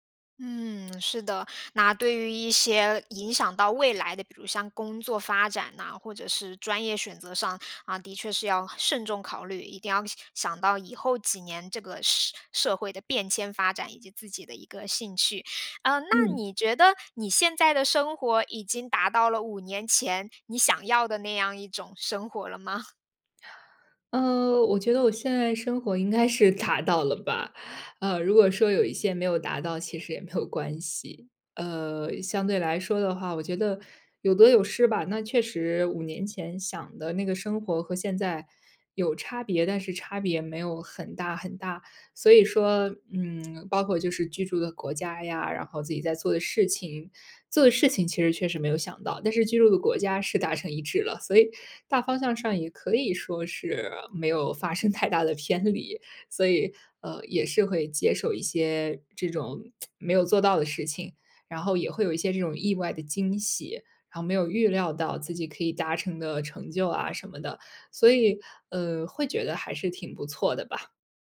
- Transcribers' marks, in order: lip smack; other background noise; chuckle; laughing while speaking: "达到了吧"; laughing while speaking: "没有"; lip smack; laughing while speaking: "太大的偏离"; tsk
- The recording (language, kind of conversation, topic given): Chinese, podcast, 做决定前你会想五年后的自己吗？